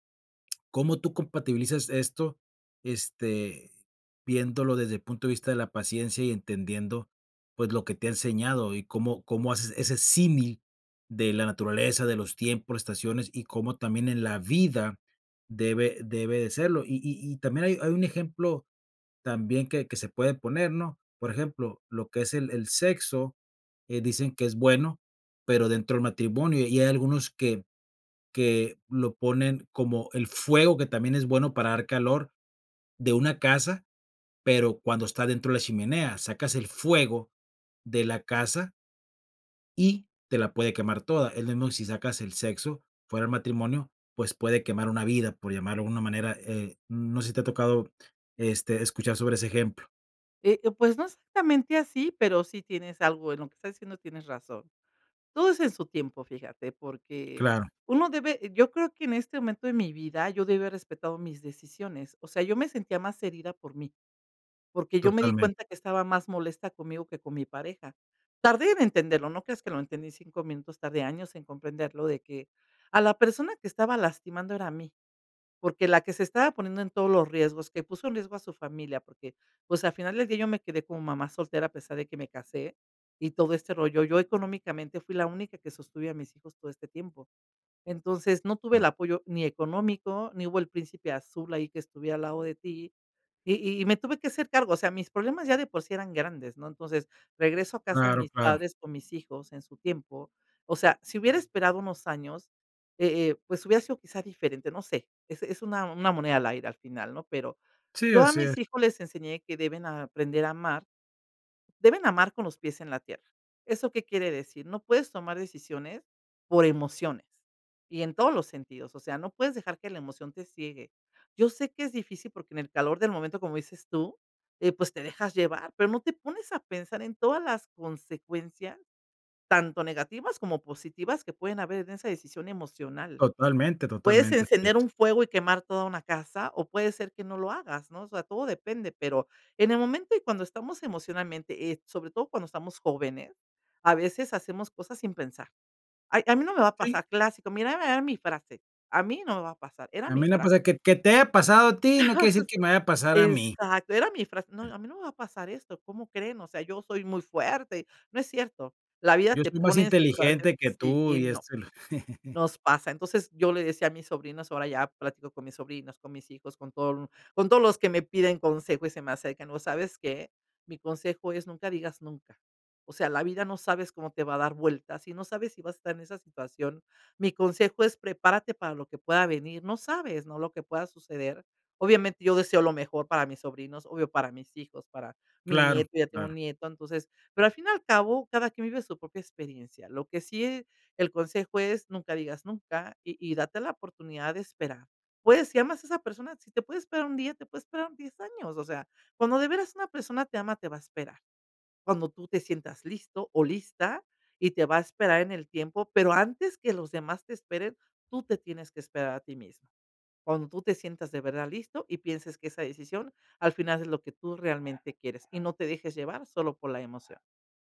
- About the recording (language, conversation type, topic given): Spanish, podcast, Oye, ¿qué te ha enseñado la naturaleza sobre la paciencia?
- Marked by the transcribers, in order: tapping; other noise; chuckle; chuckle